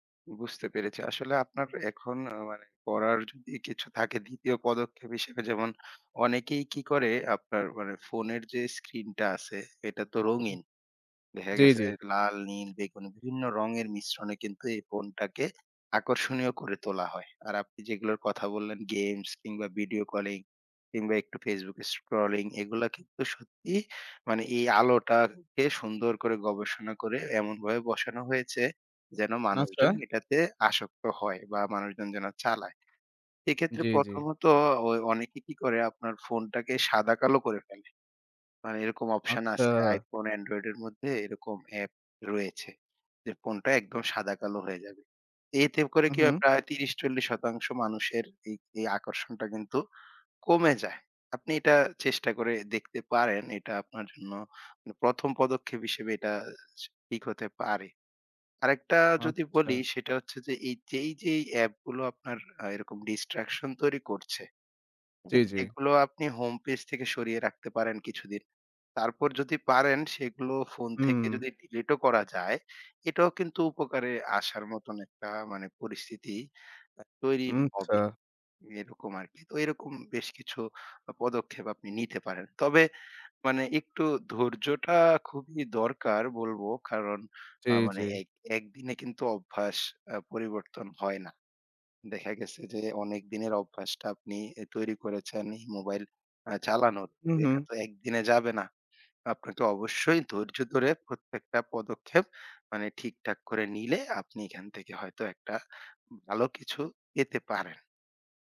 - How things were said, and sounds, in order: tapping
- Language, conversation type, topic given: Bengali, advice, ফোন দেখা কমানোর অভ্যাস গড়তে আপনার কি কষ্ট হচ্ছে?